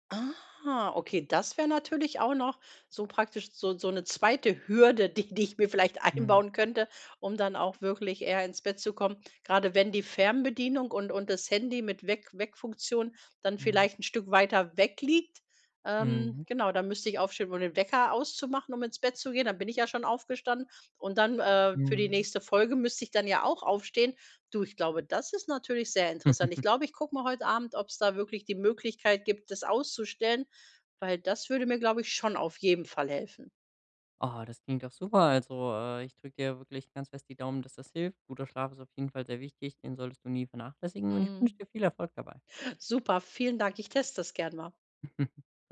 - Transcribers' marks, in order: surprised: "Ah"; stressed: "das"; laughing while speaking: "die ich mir vielleicht einbauen"; giggle; giggle; unintelligible speech
- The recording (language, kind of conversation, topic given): German, advice, Wie kann ich mir täglich feste Schlaf- und Aufstehzeiten angewöhnen?